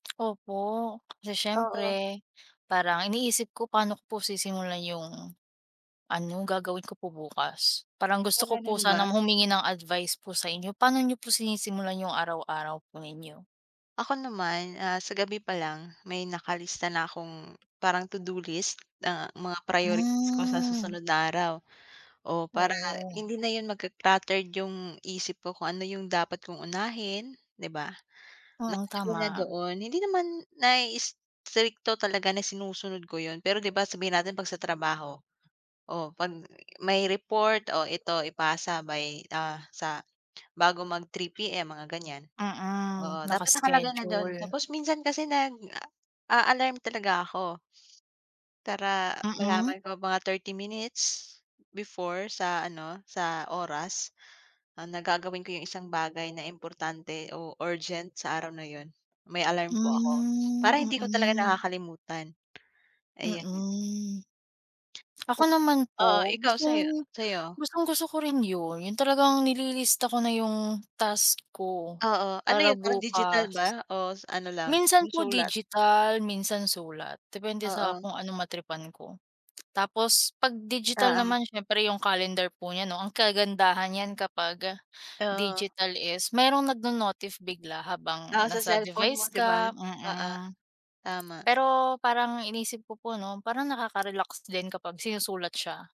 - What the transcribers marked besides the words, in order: tongue click; other background noise; tapping; other noise
- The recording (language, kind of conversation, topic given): Filipino, unstructured, Paano mo sinisimulan ang araw mo araw-araw?